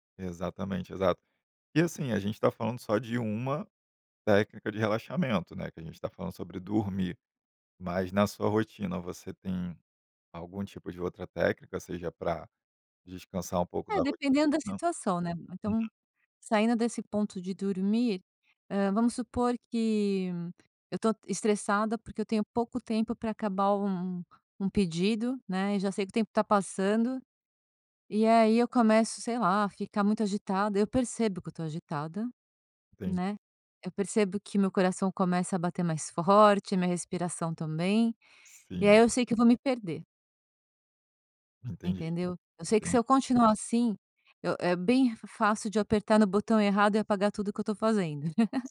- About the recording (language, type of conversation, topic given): Portuguese, podcast, Qual estratégia simples você recomenda para relaxar em cinco minutos?
- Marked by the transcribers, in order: tapping; chuckle